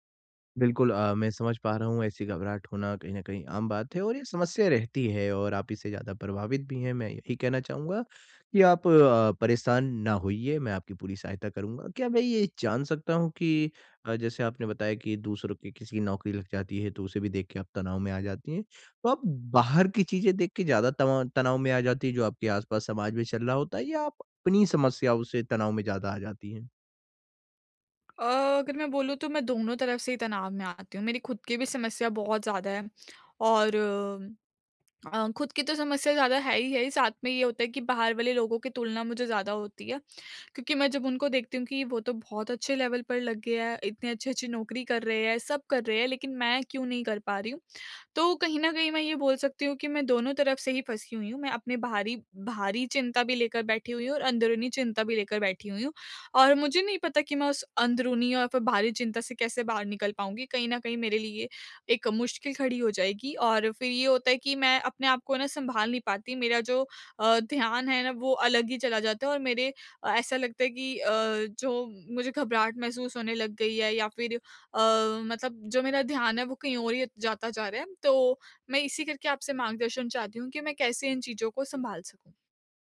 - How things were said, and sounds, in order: in English: "लेवल"
- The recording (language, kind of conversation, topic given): Hindi, advice, तनाव अचानक आए तो मैं कैसे जल्दी शांत और उपस्थित रहूँ?